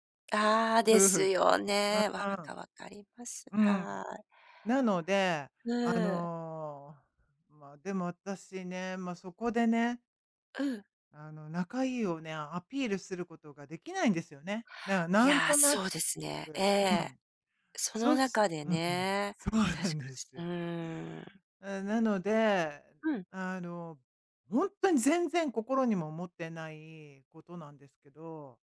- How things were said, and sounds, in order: laughing while speaking: "そうなんですよ"
- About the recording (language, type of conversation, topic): Japanese, advice, グループの中で居心地が悪いと感じたとき、どうすればいいですか？